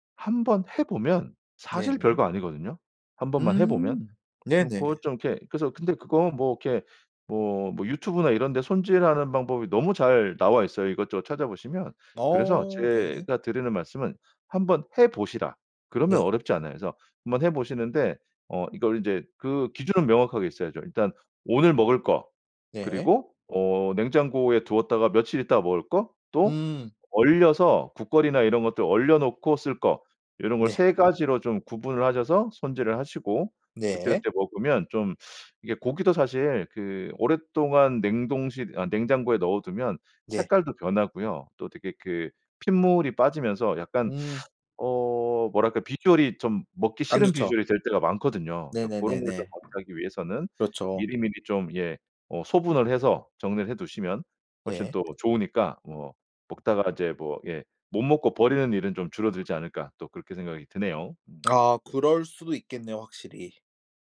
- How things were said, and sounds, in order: teeth sucking; teeth sucking; other background noise; tapping
- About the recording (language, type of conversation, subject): Korean, podcast, 집에서 음식물 쓰레기를 줄이는 가장 쉬운 방법은 무엇인가요?